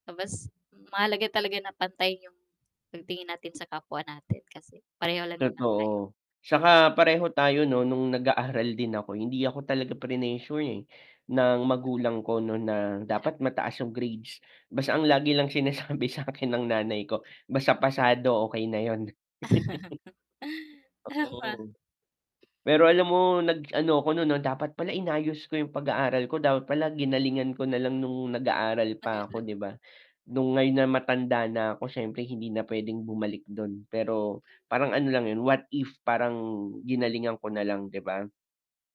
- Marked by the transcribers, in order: other background noise; static; chuckle; laughing while speaking: "Tama"; laugh; distorted speech
- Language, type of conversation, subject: Filipino, unstructured, Ano ang pinakamahalagang aral na natutunan mo mula sa iyong mga magulang?